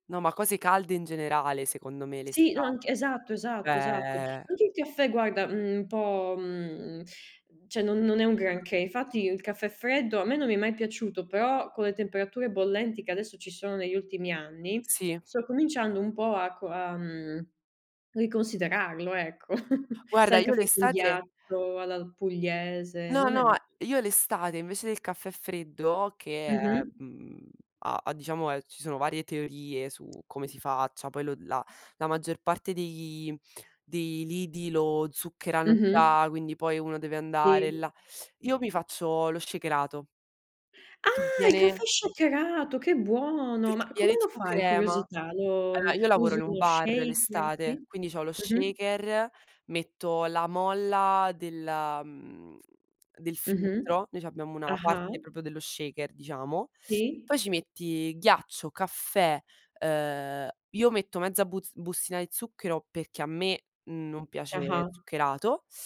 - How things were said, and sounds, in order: "cioè" said as "ceh"; other background noise; chuckle; tapping; teeth sucking; "allora" said as "alloa"; "proprio" said as "propio"
- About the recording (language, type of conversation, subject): Italian, unstructured, Preferisci il caffè o il tè per iniziare la giornata e perché?